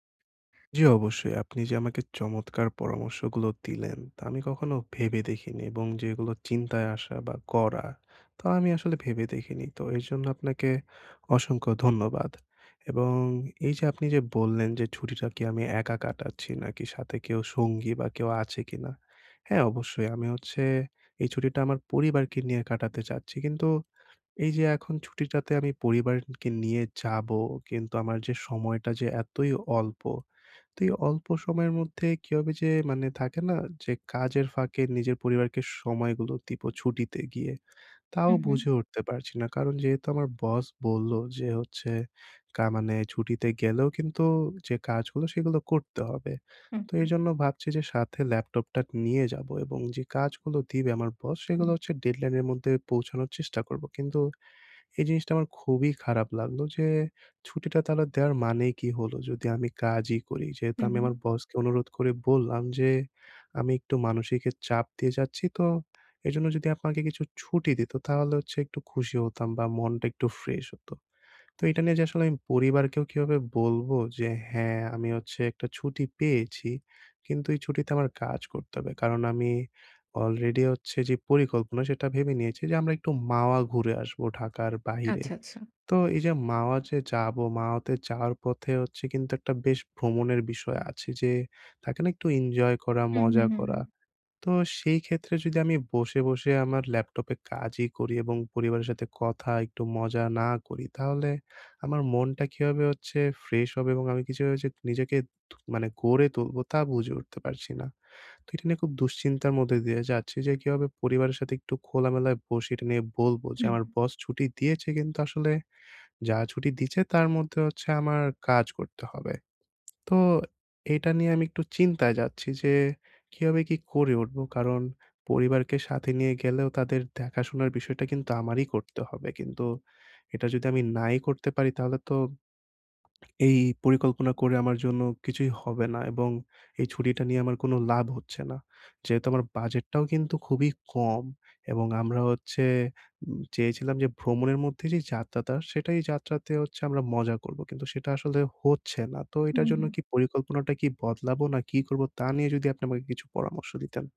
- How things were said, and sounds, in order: other background noise; tapping; unintelligible speech; swallow; "যাত্রাটা" said as "যাত্তাতা"
- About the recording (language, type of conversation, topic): Bengali, advice, অপরিকল্পিত ছুটিতে আমি কীভাবে দ্রুত ও সহজে চাপ কমাতে পারি?